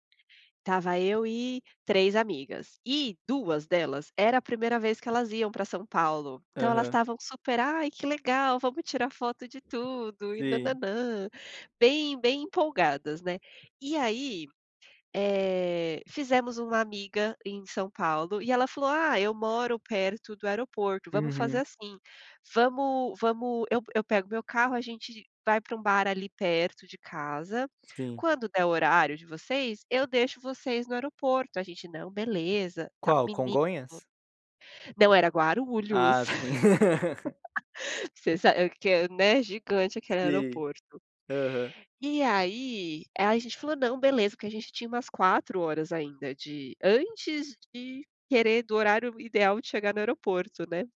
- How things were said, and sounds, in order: laugh
- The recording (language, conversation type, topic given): Portuguese, unstructured, Qual dica você daria para quem vai viajar pela primeira vez?